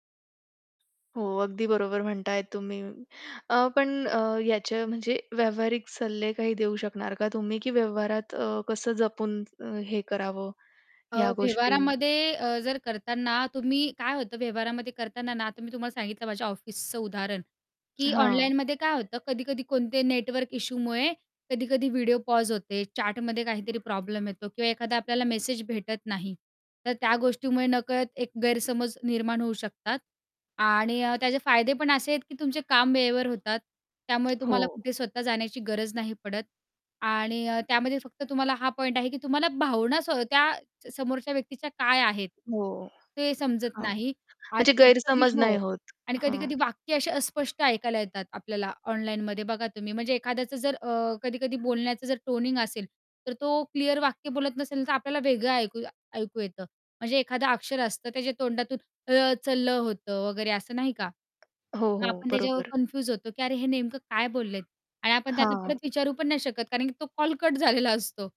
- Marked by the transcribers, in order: tapping; in English: "चॅटमध्ये"; other background noise; laughing while speaking: "झालेला असतो"
- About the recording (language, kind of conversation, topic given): Marathi, podcast, ऑनलाइन आणि प्रत्यक्ष संभाषणात नेमका काय फरक असतो?